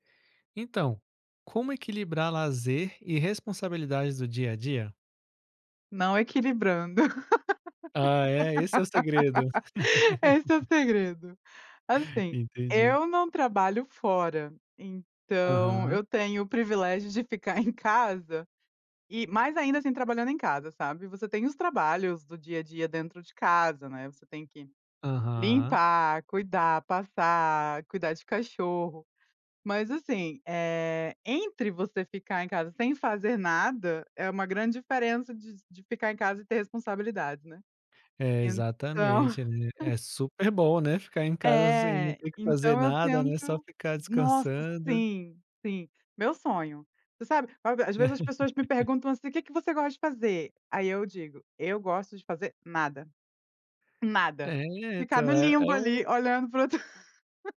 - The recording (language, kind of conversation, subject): Portuguese, podcast, Como equilibrar lazer e responsabilidades do dia a dia?
- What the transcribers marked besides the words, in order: laugh; laugh; chuckle; laugh; laugh